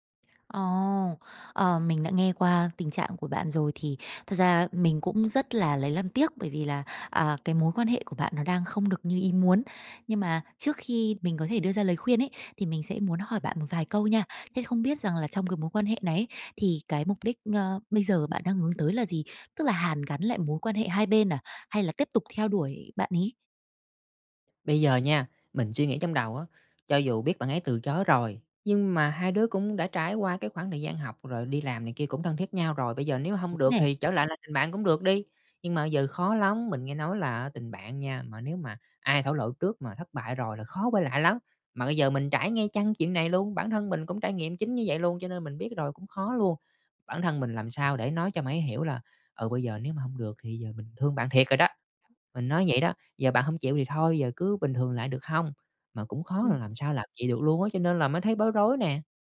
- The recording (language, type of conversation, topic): Vietnamese, advice, Bạn làm sao để lấy lại sự tự tin sau khi bị từ chối trong tình cảm hoặc công việc?
- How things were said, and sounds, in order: tapping; "bây" said as "ư"; "bây" said as "ư"; other background noise